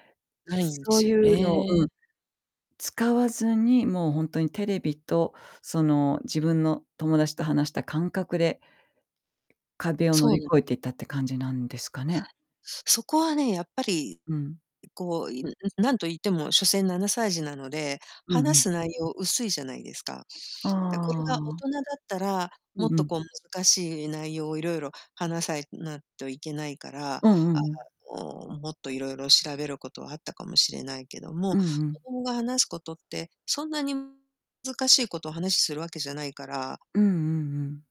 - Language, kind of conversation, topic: Japanese, podcast, 言葉の壁をどのように乗り越えましたか？
- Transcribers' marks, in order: other background noise; distorted speech